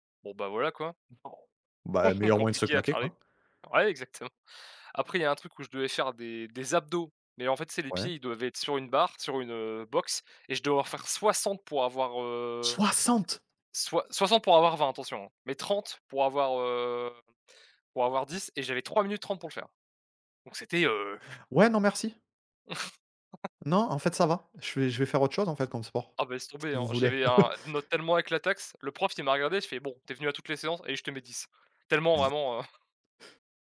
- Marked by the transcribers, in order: other background noise; chuckle; laughing while speaking: "exactement"; surprised: "soixante?"; blowing; laugh; laugh
- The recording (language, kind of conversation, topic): French, unstructured, Comment le sport peut-il changer ta confiance en toi ?